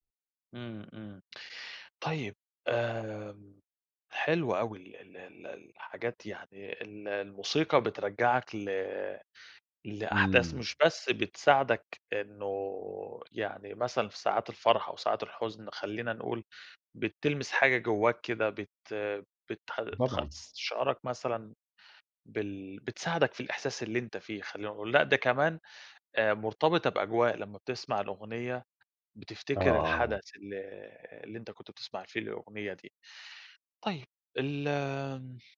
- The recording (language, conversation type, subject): Arabic, podcast, إزاي بتختار أغنية تناسب مزاجك لما تكون زعلان أو فرحان؟
- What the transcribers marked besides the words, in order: none